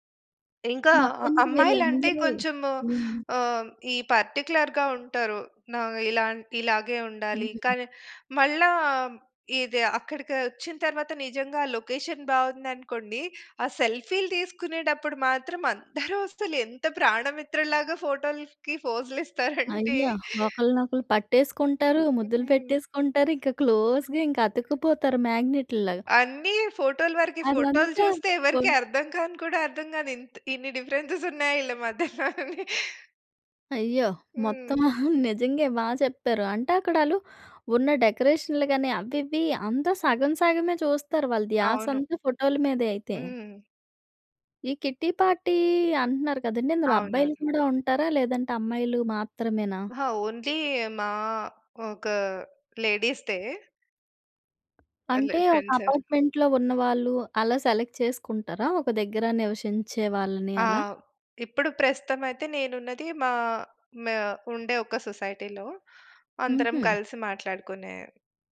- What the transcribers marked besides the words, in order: in English: "పార్టిక్యులర్‌గా"; in English: "లొకేషన్"; stressed: "అందరూ"; chuckle; in English: "క్లోజ్‌గా"; tapping; in English: "డిఫరెన్స్"; giggle; giggle; in English: "కిట్టి పార్టీ"; in English: "ఓన్లీ"; in English: "లేడీస్‌దే"; in English: "ఫ్రెండ్స్"; in English: "అపార్ట్మెంట్‌లో"; unintelligible speech; in English: "సెలెక్ట్"; in English: "సొసైటీలో"
- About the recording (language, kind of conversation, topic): Telugu, podcast, స్నేహితుల గ్రూప్ చాట్‌లో మాటలు గొడవగా మారితే మీరు ఎలా స్పందిస్తారు?